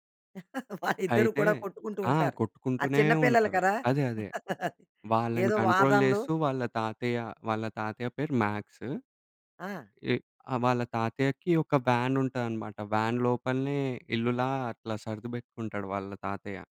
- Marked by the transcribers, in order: chuckle; in English: "కంట్రోల్"; giggle; in English: "వ్యాన్"; in English: "వ్యాన్"
- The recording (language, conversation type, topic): Telugu, podcast, చిన్న వయసులో మీరు చూసిన ఒక కార్టూన్ గురించి చెప్పగలరా?